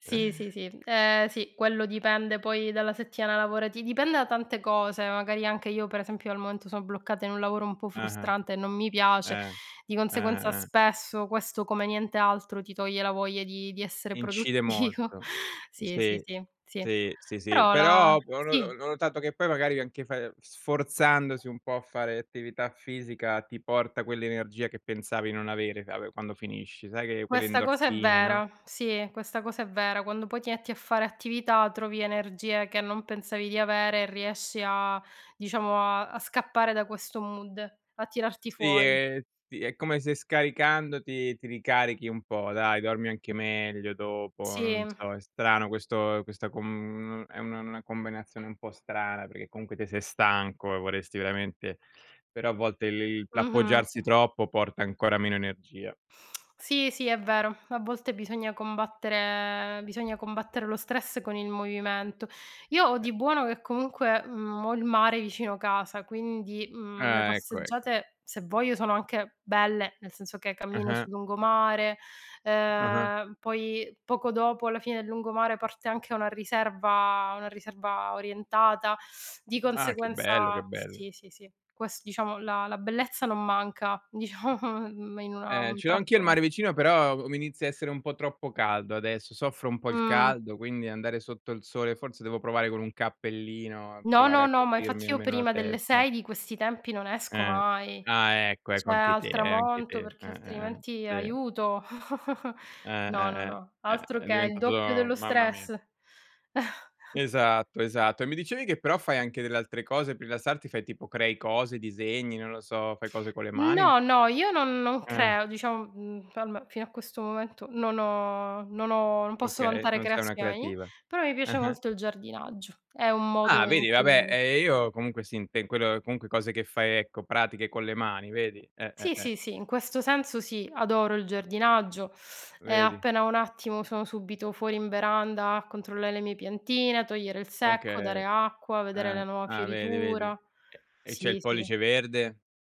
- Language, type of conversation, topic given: Italian, unstructured, Come ti rilassi dopo una giornata stressante?
- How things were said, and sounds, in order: other background noise; laughing while speaking: "produttivo"; tapping; in English: "mood"; "combinazione" said as "combenazione"; unintelligible speech; teeth sucking; laughing while speaking: "diciamo"; "Cioè" said as "ceh"; chuckle; chuckle